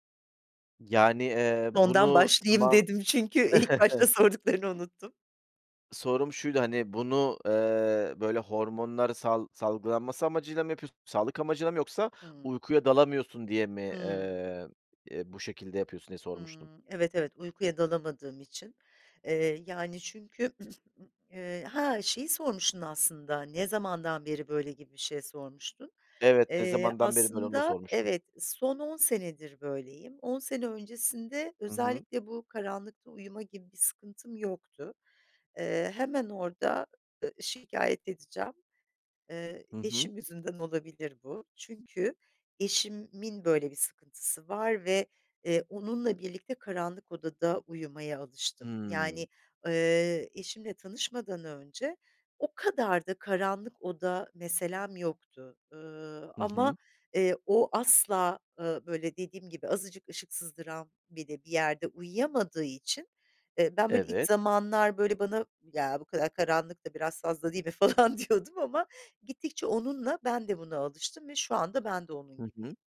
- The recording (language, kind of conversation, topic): Turkish, podcast, Uyku rutinini nasıl düzenliyorsun ve hangi alışkanlık senin için işe yaradı?
- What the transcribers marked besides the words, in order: other background noise; chuckle; throat clearing; other noise; "eşimin" said as "eşimmin"; tapping; put-on voice: "Ya, bu kadar karanlık da biraz fazla değil mi?"; laughing while speaking: "falan diyordum"